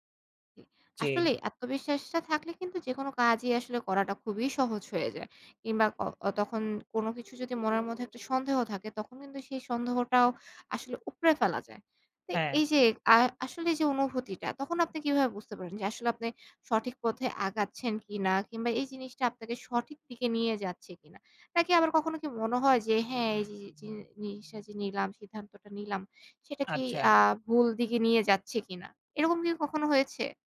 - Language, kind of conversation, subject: Bengali, podcast, নিজের অনুভূতিকে কখন বিশ্বাস করবেন, আর কখন সন্দেহ করবেন?
- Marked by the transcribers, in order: other background noise; tapping